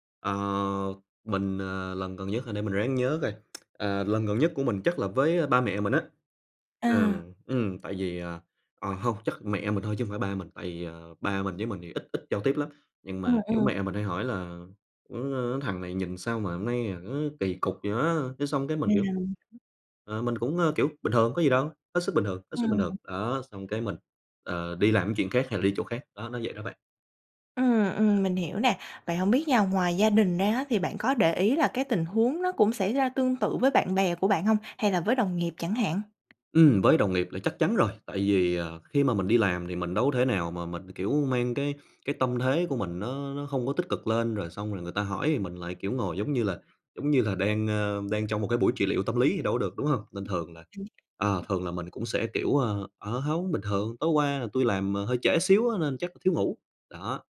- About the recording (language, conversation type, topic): Vietnamese, advice, Bạn cảm thấy áp lực phải luôn tỏ ra vui vẻ và che giấu cảm xúc tiêu cực trước người khác như thế nào?
- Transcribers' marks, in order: tsk; tapping; unintelligible speech